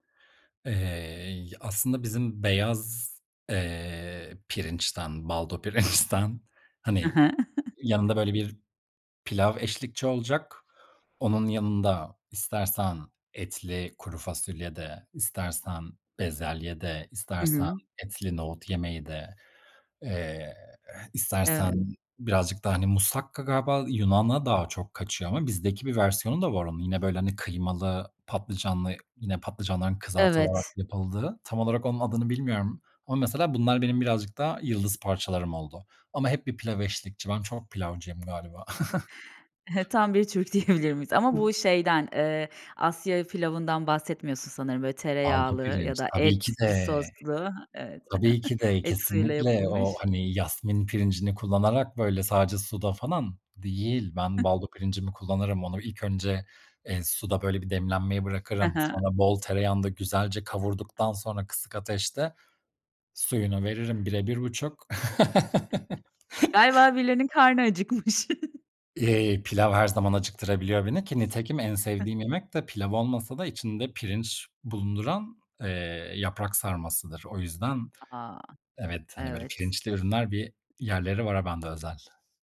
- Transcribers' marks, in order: laughing while speaking: "pirinçten"; chuckle; tapping; chuckle; laughing while speaking: "diyebilir miyiz?"; unintelligible speech; drawn out: "de"; chuckle; "yasemin" said as "yasmin"; other background noise; unintelligible speech; laugh; giggle; chuckle
- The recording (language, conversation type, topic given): Turkish, podcast, Ailecek yemek yemenin ev hissi üzerindeki etkisi nedir?